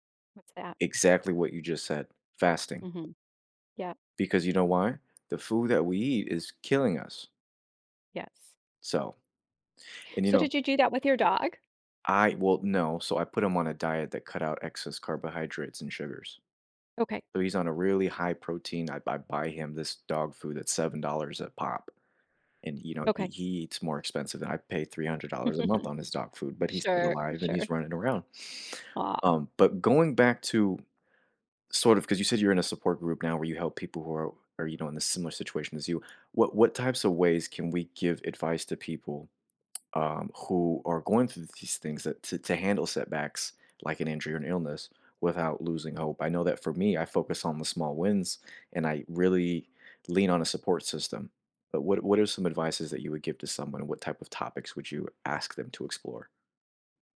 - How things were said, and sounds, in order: tapping; chuckle; other background noise
- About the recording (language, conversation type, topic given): English, unstructured, How can I stay hopeful after illness or injury?